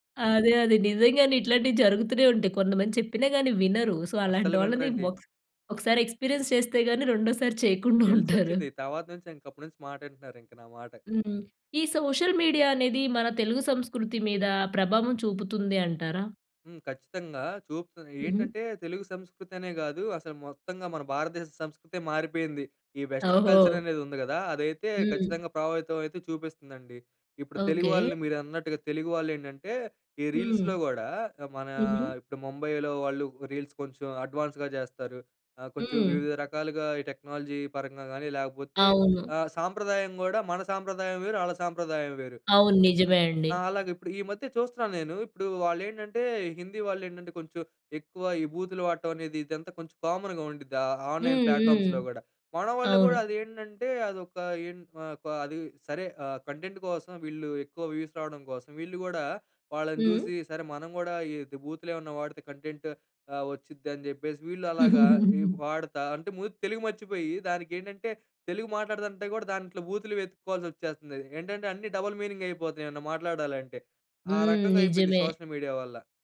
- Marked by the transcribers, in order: laughing while speaking: "అదే! అదే! నిజంగానే ఇట్లాంటివి జరుగుతూనే ఉంటాయి"; in English: "సో"; in English: "ఎక్స్పీరియన్స్"; laughing while speaking: "ఉంటారు"; in English: "సోషల్ మీడియా"; in English: "వెస్టర్న్ కల్చర్"; in English: "రీల్స్‌లో"; in English: "రీల్స్"; in English: "అడ్వాన్స్‌గా"; in English: "టెక్నాలజీ"; in English: "కామన్‌గా"; in English: "ఆ ఆన్లైన్ ప్లాట్ఫామ్స్‌లో"; in English: "వ్యూస్"; in English: "కంటెంట్"; giggle; in English: "డబుల్ మీనింగ్"; in English: "సోషల్ మీడియా"
- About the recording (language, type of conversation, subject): Telugu, podcast, సోషల్ మీడియా మీ వినోదపు రుచిని ఎలా ప్రభావితం చేసింది?